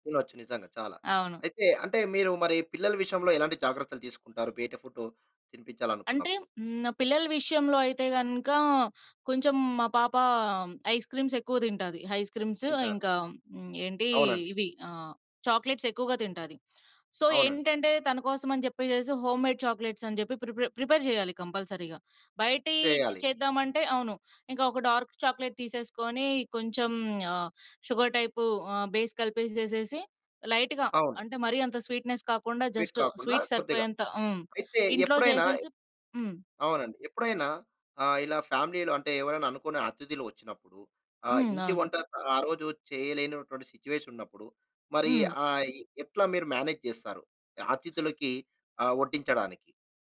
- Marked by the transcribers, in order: in English: "ఫుడ్"; in English: "ఐస్ క్రీమ్స్"; in English: "ఐస్ క్రీమ్స్"; in English: "చాక్లేట్స్"; in English: "సో"; in English: "హోమ్మేడ్ చాక్లేట్స్"; in English: "ప్రిపేర్"; in English: "కంపల్సరీ‌గా"; in English: "డార్క్ చాక్లేట్"; in English: "సుగర్ టైప్"; in English: "బేస్"; in English: "లైట్‌గా"; in English: "స్వీట్నెస్"; in English: "స్వీట్"; in English: "జస్ట్ స్వీట్"; in English: "ఫ్యామిలీ‌లో"; in English: "సిట్యుయేషన్"; in English: "మేనేజ్"; other noise
- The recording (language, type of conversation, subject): Telugu, podcast, ఇంటివంటకు బదులుగా కొత్త ఆహారానికి మీరు ఎలా అలవాటు పడ్డారు?
- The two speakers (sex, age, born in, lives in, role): female, 25-29, India, India, guest; male, 35-39, India, India, host